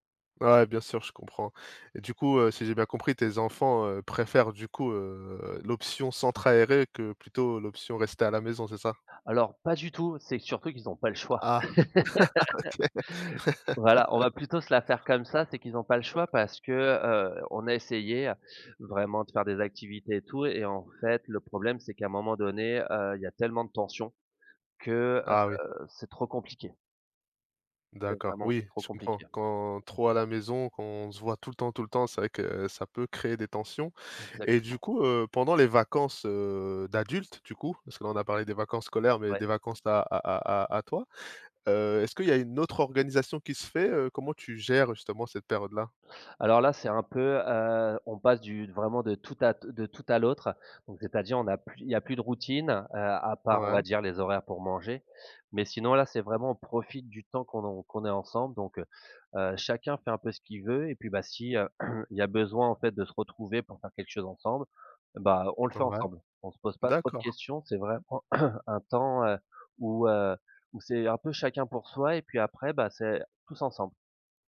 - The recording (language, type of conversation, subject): French, podcast, Comment gères-tu l’équilibre entre le travail et la vie personnelle ?
- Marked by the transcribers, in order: chuckle; laugh; laughing while speaking: "OK"; chuckle; throat clearing; cough